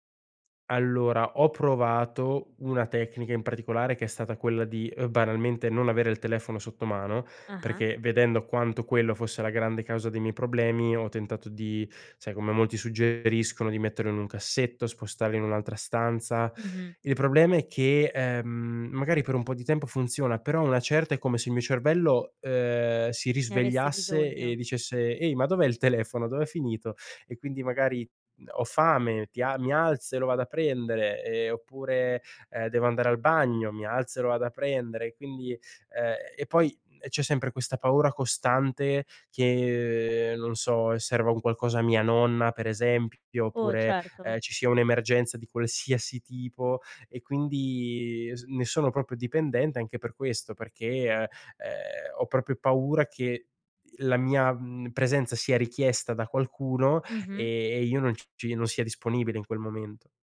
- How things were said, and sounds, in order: "proprio" said as "propio"
- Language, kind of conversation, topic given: Italian, advice, In che modo il multitasking continuo ha ridotto la qualità e la produttività del tuo lavoro profondo?
- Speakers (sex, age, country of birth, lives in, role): female, 20-24, Italy, United States, advisor; male, 20-24, Italy, Italy, user